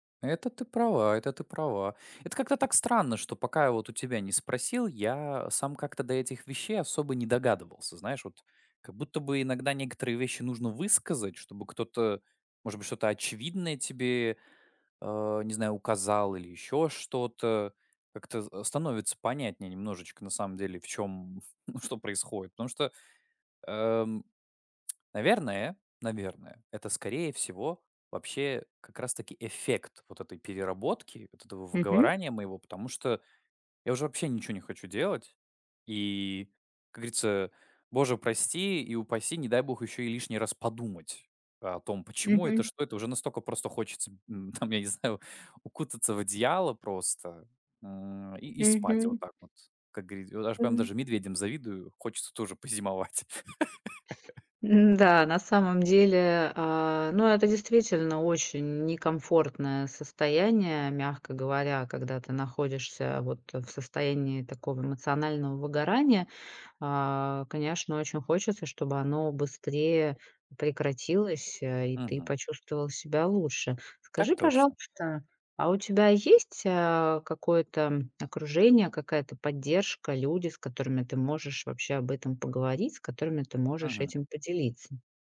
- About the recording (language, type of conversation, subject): Russian, advice, Как вы переживаете эмоциональное выгорание и апатию к своим обязанностям?
- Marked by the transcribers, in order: chuckle; "выгорания" said as "выговорания"; tapping; laughing while speaking: "там, я не знаю"; other background noise; laughing while speaking: "М-да"; laugh